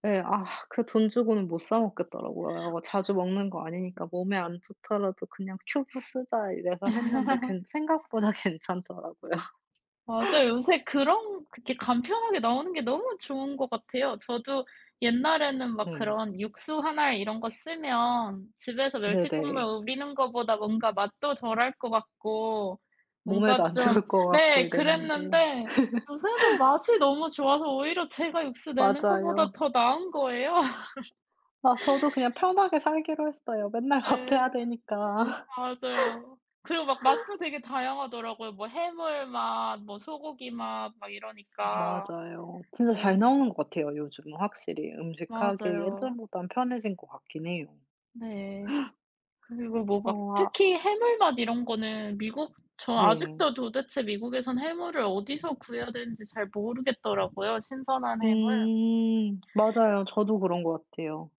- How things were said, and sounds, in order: laugh; background speech; laughing while speaking: "괜찮더라고요"; other background noise; tapping; laughing while speaking: "안 좋을 것 같고"; laugh; laughing while speaking: "거예요"; laughing while speaking: "밥 해야 되니까"; laugh; gasp
- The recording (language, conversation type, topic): Korean, unstructured, 가족과 함께 즐겨 먹는 음식은 무엇인가요?